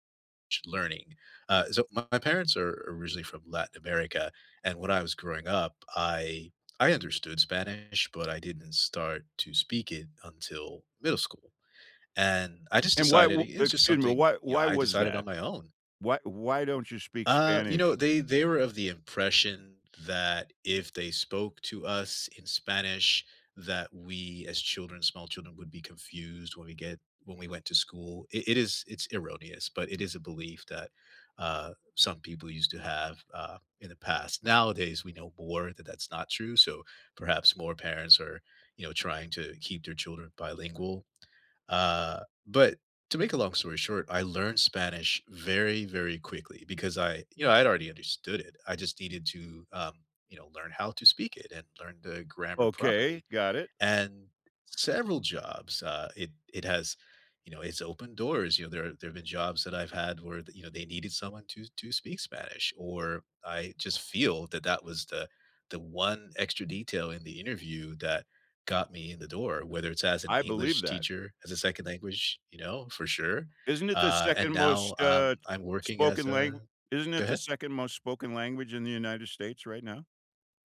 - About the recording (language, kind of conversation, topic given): English, unstructured, How has education opened doors for you, and who helped you step through them?
- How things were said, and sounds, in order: other background noise